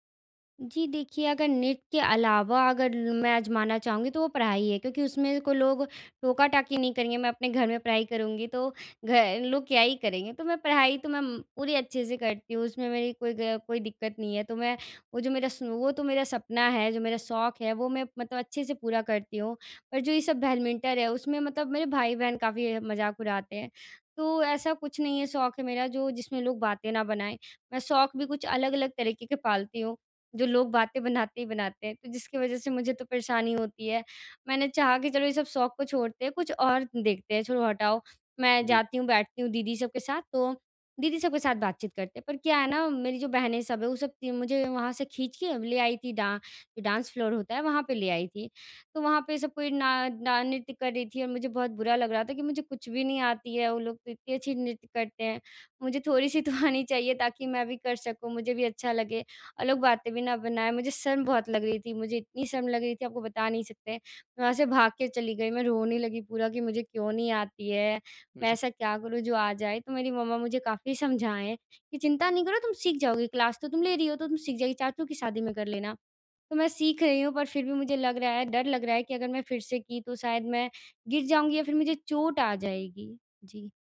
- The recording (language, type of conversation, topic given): Hindi, advice, मुझे नया शौक शुरू करने में शर्म क्यों आती है?
- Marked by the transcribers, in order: laughing while speaking: "बनाते ही"; in English: "डां डांस"; laughing while speaking: "तो"; other background noise